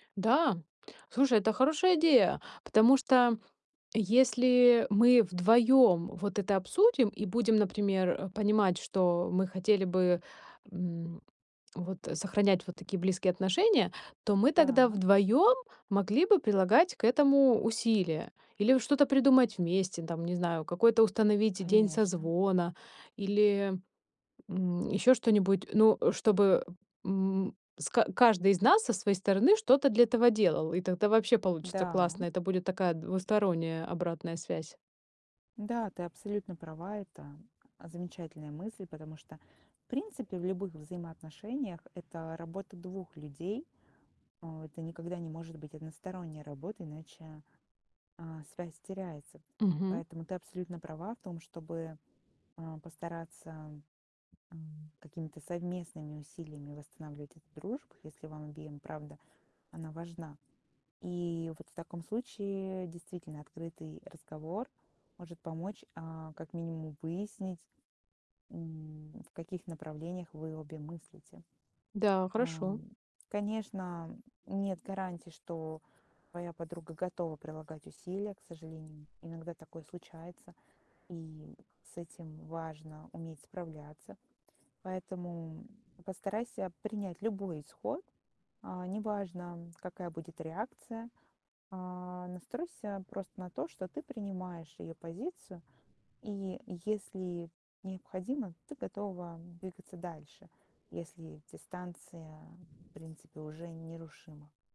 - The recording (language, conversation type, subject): Russian, advice, Почему мой друг отдалился от меня и как нам в этом разобраться?
- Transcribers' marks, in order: tapping; other background noise